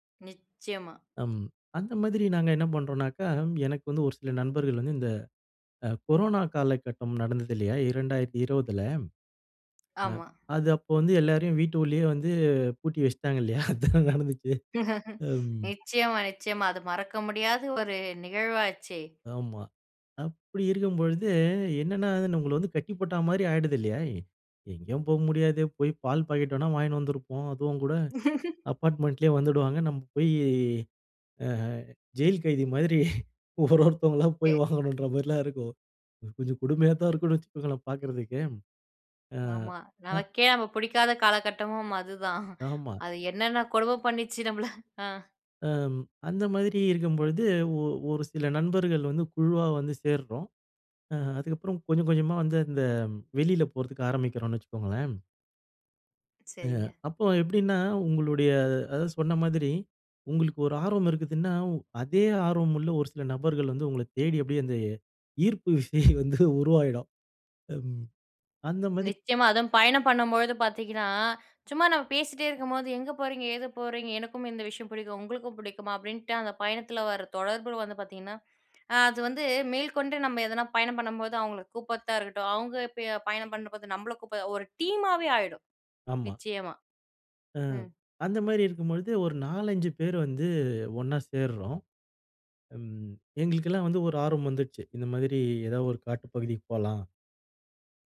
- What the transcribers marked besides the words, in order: tapping; laughing while speaking: "அதானே நடந்துச்சு"; chuckle; snort; in English: "அப்பார்ட்மெண்ட்லயே"; laughing while speaking: "ஜெயில் கைதி மாதிரி ஒரு ஒருத்தவங்களா … இருக்குனு வச்சுக்கோங்களேன் பார்க்குறதுக்கு"; laughing while speaking: "நம்மள"; chuckle
- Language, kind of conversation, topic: Tamil, podcast, காட்டில் உங்களுக்கு ஏற்பட்ட எந்த அனுபவம் உங்களை மனதார ஆழமாக உலுக்கியது?